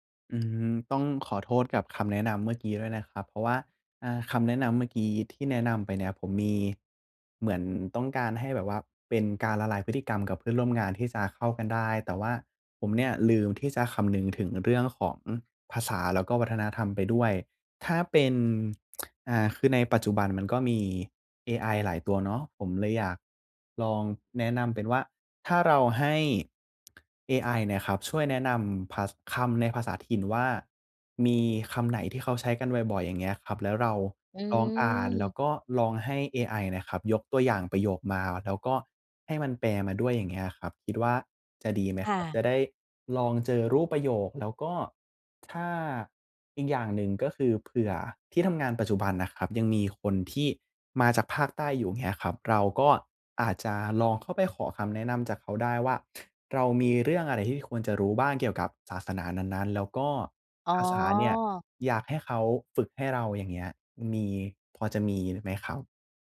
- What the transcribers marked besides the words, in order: tsk; tsk; other background noise; other noise
- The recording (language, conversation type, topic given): Thai, advice, ฉันจะปรับตัวเข้ากับวัฒนธรรมและสถานที่ใหม่ได้อย่างไร?